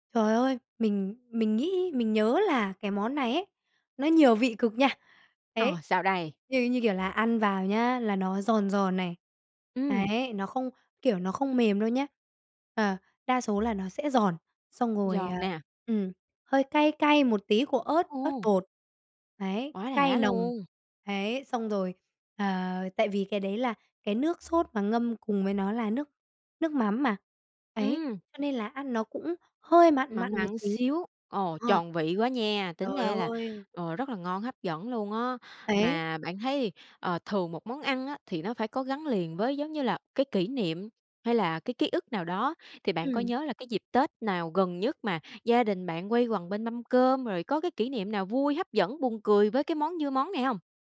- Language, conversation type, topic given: Vietnamese, podcast, Bạn có món ăn truyền thống nào không thể thiếu trong mỗi dịp đặc biệt không?
- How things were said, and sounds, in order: other background noise; tapping